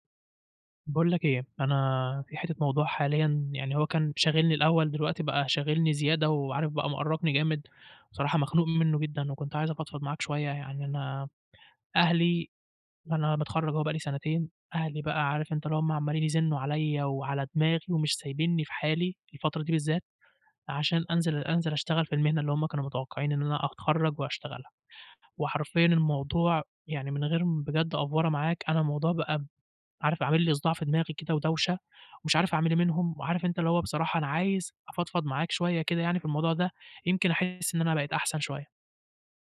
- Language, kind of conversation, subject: Arabic, advice, إيه توقعات أهلك منك بخصوص إنك تختار مهنة معينة؟
- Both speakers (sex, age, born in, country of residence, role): male, 20-24, Egypt, Egypt, advisor; male, 20-24, Egypt, Egypt, user
- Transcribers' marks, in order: in English: "أفوَرَة"